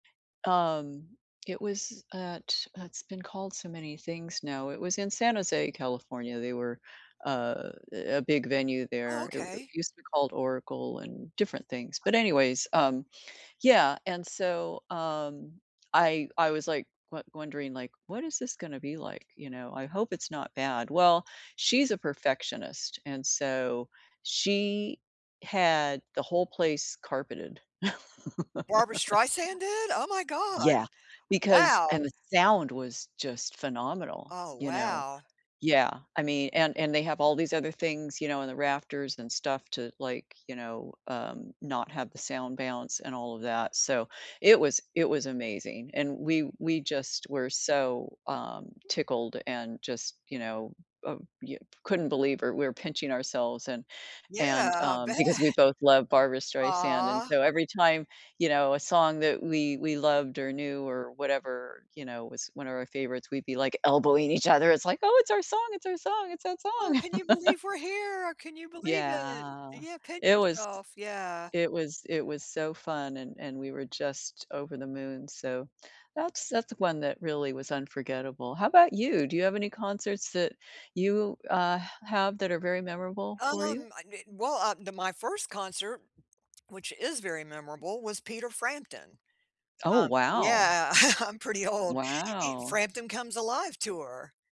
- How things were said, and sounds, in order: unintelligible speech; other background noise; chuckle; joyful: "it's our song, it's our song, it's that song"; chuckle; other noise; lip smack; chuckle
- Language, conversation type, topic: English, unstructured, Which concerts still live in your memory, and what moments made them unforgettable for you?